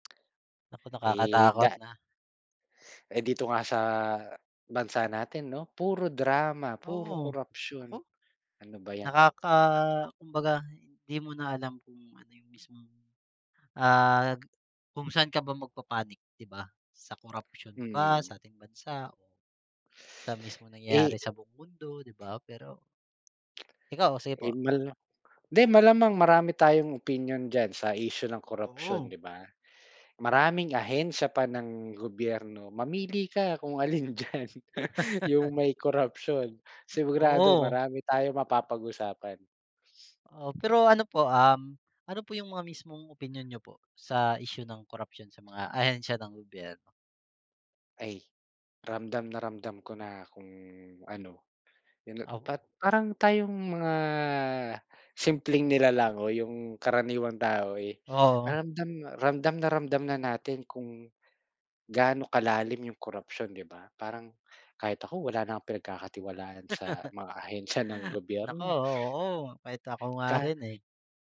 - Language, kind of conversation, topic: Filipino, unstructured, Ano ang opinyon mo tungkol sa isyu ng korapsyon sa mga ahensya ng pamahalaan?
- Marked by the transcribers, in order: laughing while speaking: "alin diyan yung"; laugh; chuckle